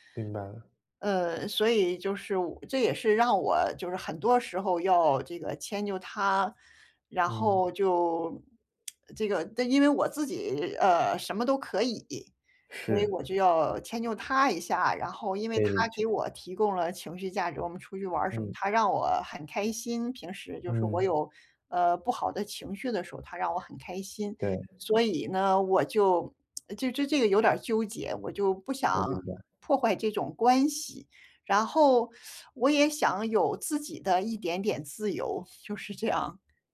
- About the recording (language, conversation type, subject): Chinese, advice, 在恋爱关系中，我怎样保持自我认同又不伤害亲密感？
- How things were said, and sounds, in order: lip smack; teeth sucking